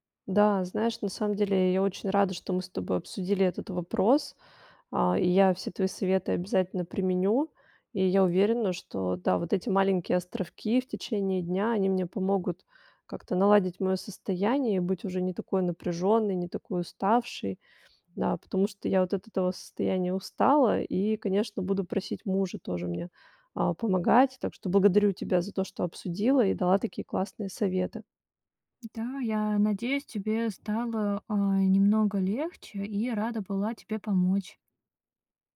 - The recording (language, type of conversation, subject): Russian, advice, Как справиться с постоянным напряжением и невозможностью расслабиться?
- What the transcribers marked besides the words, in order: tapping